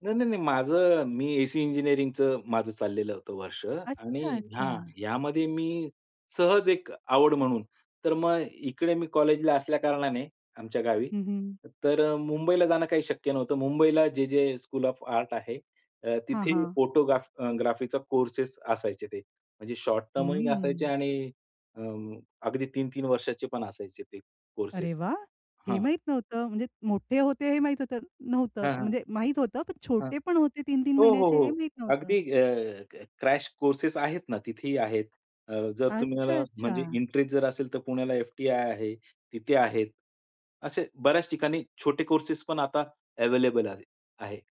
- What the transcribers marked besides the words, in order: none
- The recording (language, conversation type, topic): Marathi, podcast, तुमची ओळख सर्वांत अधिक ठळकपणे दाखवणारी वस्तू कोणती आहे?